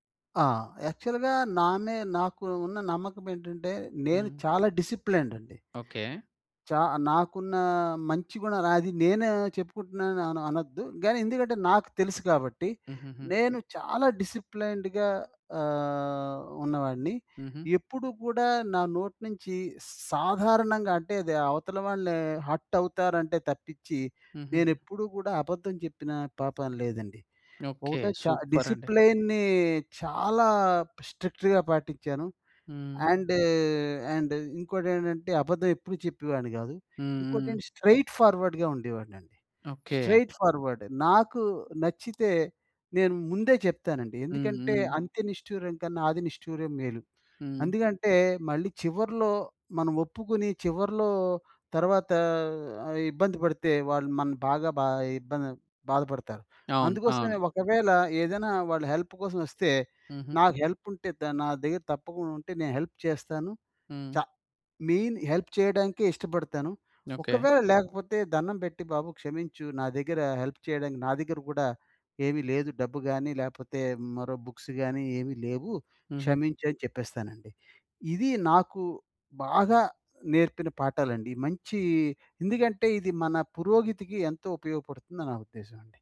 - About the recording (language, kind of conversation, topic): Telugu, podcast, నువ్వు నిన్ను ఎలా అర్థం చేసుకుంటావు?
- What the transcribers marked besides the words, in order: in English: "యాక్చువల్‌గా"; in English: "డిసిప్లేన్డ్"; other background noise; stressed: "చాలా"; in English: "డిసిప్లేన్డ్‌గా"; in English: "హర్ట్"; in English: "డిసిప్లేన్‌ని"; in English: "సూపర్"; in English: "స్ట్రిక్ట్‌గా"; in English: "అండ్, అండ్"; in English: "స్ట్రెయిట్ ఫార్వర్డ్‌గా"; in English: "స్ట్రెయిట్"; tapping; in English: "హెల్ప్"; in English: "హెల్ప్"; in English: "హెల్ప్"; in English: "మెయిన్ హెల్ప్"; in English: "హెల్ప్"; in English: "బుక్స్"